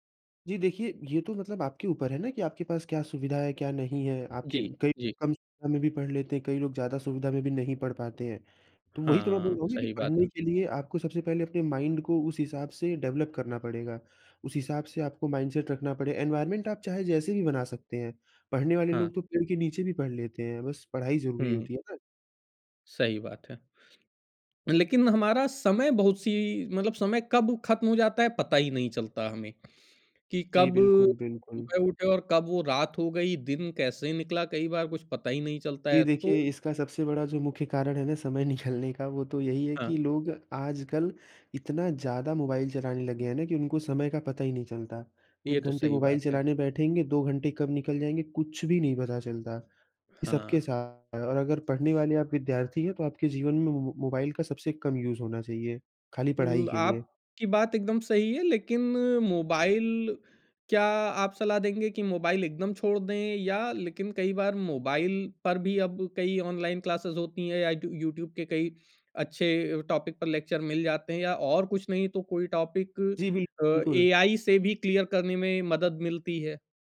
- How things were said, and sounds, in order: in English: "माइंड"; in English: "डेवलप"; in English: "माइंडसेट"; in English: "एनवायरनमेंट"; laughing while speaking: "निकालने"; other background noise; in English: "यूज़"; in English: "क्लासेज़"; in English: "टॉपिक"; in English: "लेक्चर"; in English: "टॉपिक"; in English: "क्लियर"
- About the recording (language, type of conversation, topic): Hindi, podcast, पढ़ाई में समय का सही इस्तेमाल कैसे किया जाए?